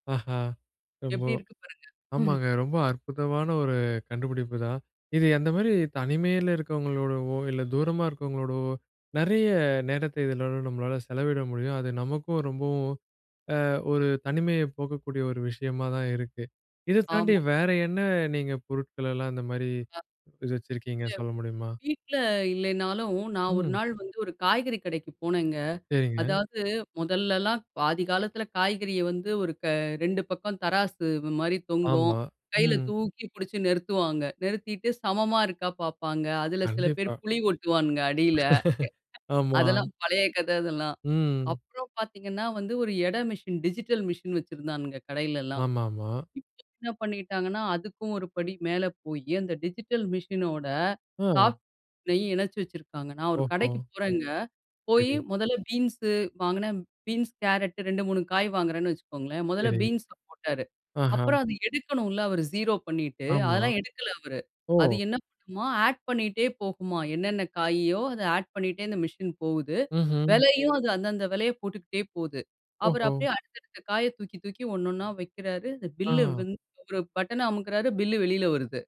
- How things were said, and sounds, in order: horn; chuckle; other background noise; other noise; tapping; laughing while speaking: "புலி ஒட்டுவானுங்க அடியில. அதெல்லாம் பழைய கத அதெல்லாம்"; chuckle; in English: "டிஜிட்டல் மிஷின்"; in English: "டிஜிட்டல் மிசின்"; in English: "சாஃப்ட் பில்லயும்"; in English: "ஆட்"; in English: "ஆட்"
- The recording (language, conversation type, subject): Tamil, podcast, ஸ்மார்ட் சாதனங்கள் நமக்கு என்ன நன்மைகளை தரும்?